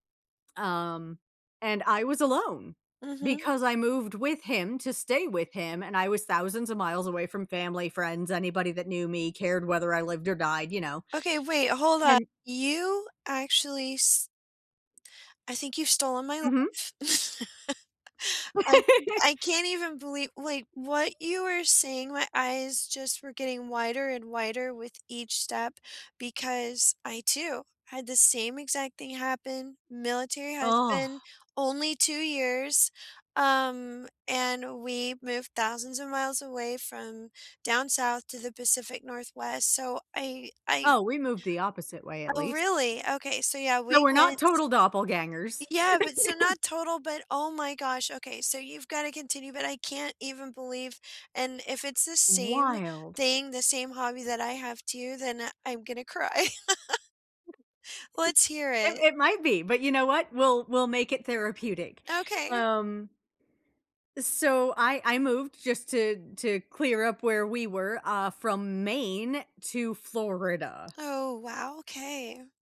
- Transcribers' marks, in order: laugh; laugh; laugh; giggle; other background noise
- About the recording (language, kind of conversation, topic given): English, unstructured, What hobby should I pick up to cope with a difficult time?
- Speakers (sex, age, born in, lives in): female, 40-44, United States, United States; female, 40-44, United States, United States